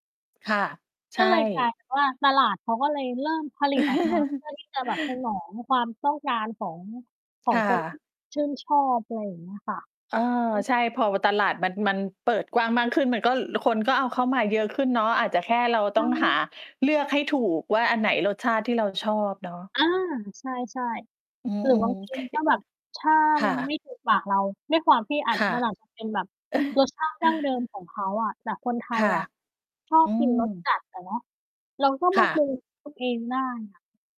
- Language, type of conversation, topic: Thai, unstructured, คุณมีเคล็ดลับอะไรในการทำอาหารให้อร่อยขึ้นบ้างไหม?
- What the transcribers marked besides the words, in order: laugh; distorted speech; other background noise; chuckle; tapping